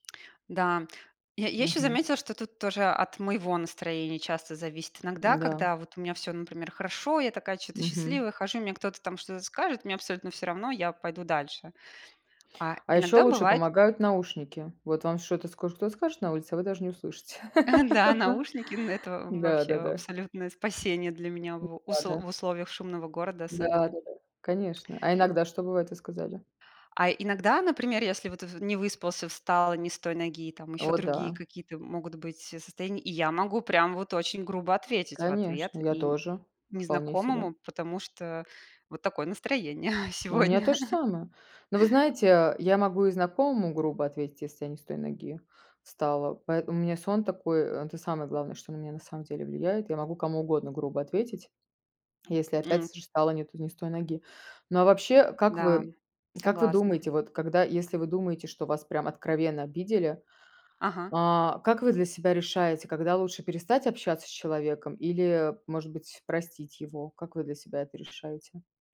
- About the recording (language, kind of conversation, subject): Russian, unstructured, Как справиться с ситуацией, когда кто-то вас обидел?
- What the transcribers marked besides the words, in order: laugh; chuckle; laugh; other background noise